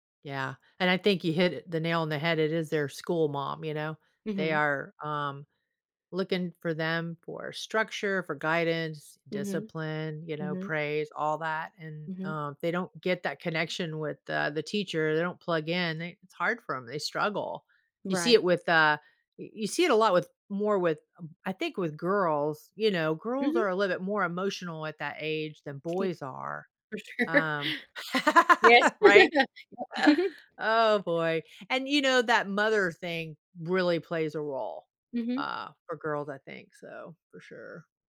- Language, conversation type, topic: English, unstructured, What makes a good teacher in your opinion?
- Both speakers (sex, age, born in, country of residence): female, 30-34, United States, United States; female, 60-64, United States, United States
- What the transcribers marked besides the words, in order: laughing while speaking: "sure"; laugh; chuckle; laugh